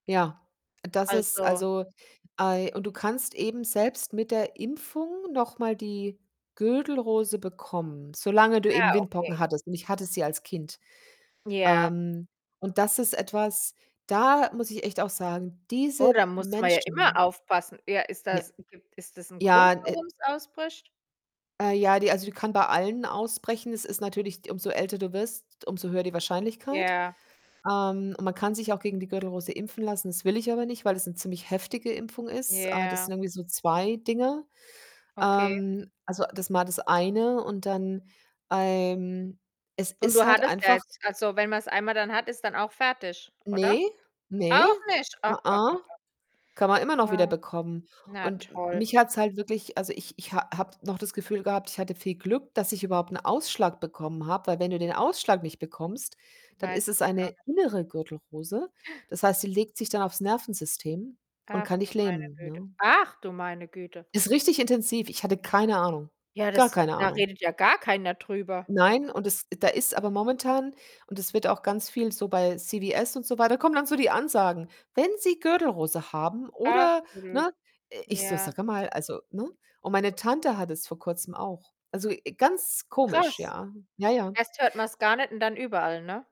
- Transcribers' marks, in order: distorted speech; static; other background noise; unintelligible speech; gasp; stressed: "gar"
- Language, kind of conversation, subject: German, unstructured, Was ist für dich die wichtigste Erfindung der Menschheit?